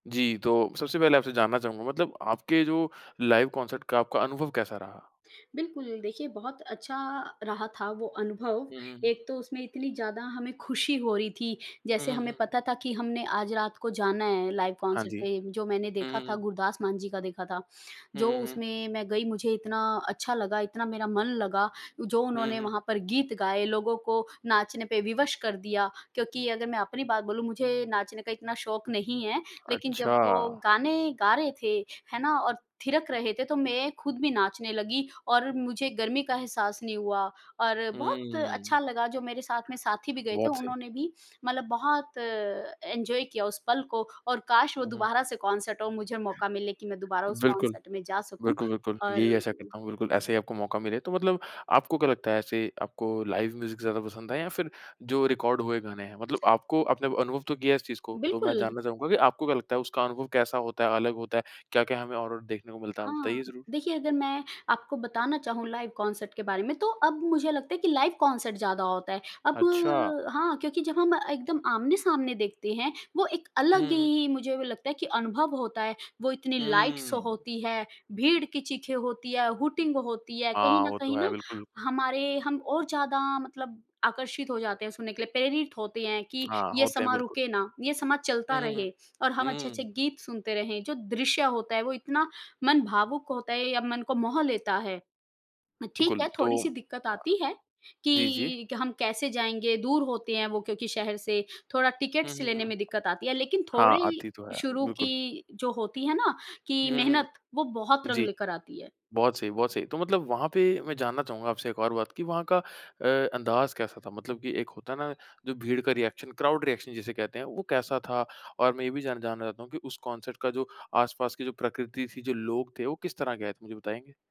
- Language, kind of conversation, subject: Hindi, podcast, कौन-सा लाइव संगीत कार्यक्रम आपको झकझोर गया?
- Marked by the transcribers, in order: in English: "लाइव कॉन्सर्ट"; in English: "लाइव कॉन्सर्ट"; in English: "एन्जॉय"; in English: "कॉन्सर्ट"; in English: "कॉन्सर्ट"; in English: "लाइव म्यूज़िक"; in English: "रिकॉर्ड"; tapping; in English: "लाइव कॉन्सर्ट"; in English: "लाइव कॉन्सर्ट"; in English: "लाइट शो"; in English: "हूटिंग"; in English: "टिकट्स"; in English: "रिएक्शन क्राउड रिएक्शन"; in English: "कॉन्सर्ट"